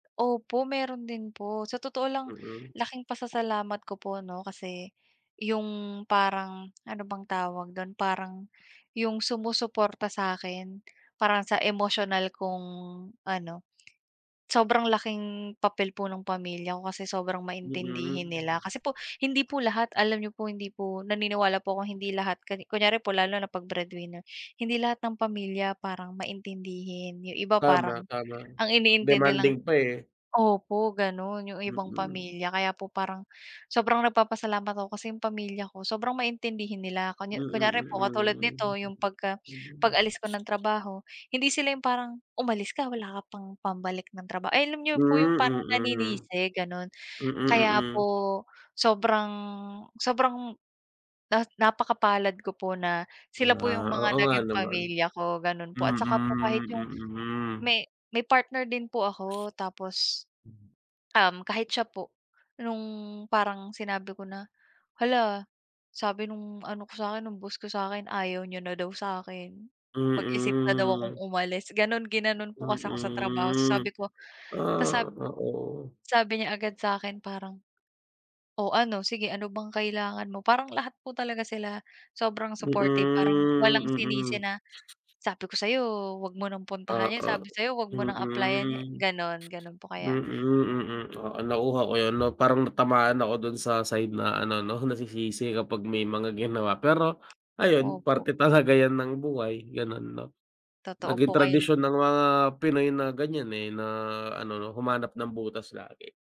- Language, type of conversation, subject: Filipino, unstructured, Paano mo hinaharap ang mga pagsubok at kabiguan sa buhay?
- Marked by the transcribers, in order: tapping; drawn out: "kung"; other street noise; other background noise; drawn out: "sobrang"; drawn out: "Mm, mm"; drawn out: "Mm"; drawn out: "Mm"; drawn out: "Mm"; drawn out: "mm"; drawn out: "na"